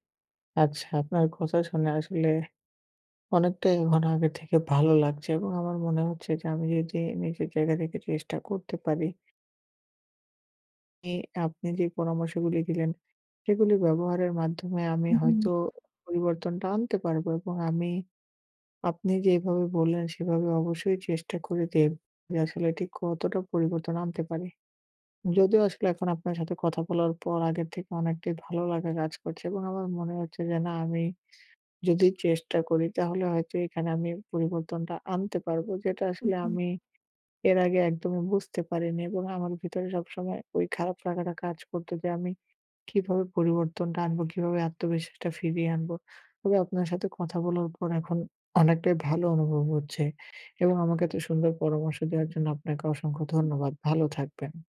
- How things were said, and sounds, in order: tapping; other background noise
- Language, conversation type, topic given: Bengali, advice, ব্যর্থ হলে কীভাবে নিজের মূল্য কম ভাবা বন্ধ করতে পারি?